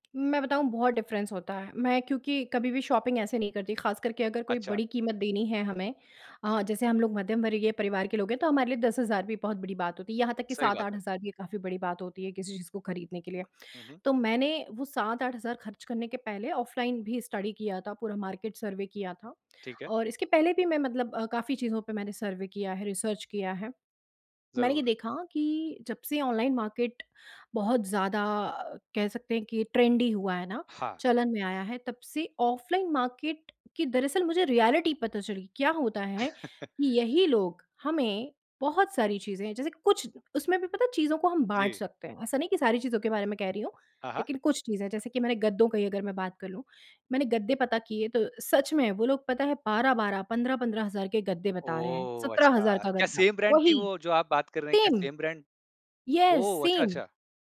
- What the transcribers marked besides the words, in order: in English: "डिफरेंस"; in English: "शॉपिंग"; in English: "स्टडी"; in English: "मार्केट सर्वे"; in English: "सर्वे"; in English: "रिसर्च"; in English: "मार्केट"; in English: "ट्रेंडी"; in English: "मार्केट"; in English: "रियलिटी"; chuckle; in English: "सेम"; in English: "सेम"; in English: "सेम। यस, सेम"
- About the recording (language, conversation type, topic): Hindi, podcast, ऑनलाइन खरीदारी का आपका सबसे यादगार अनुभव क्या रहा?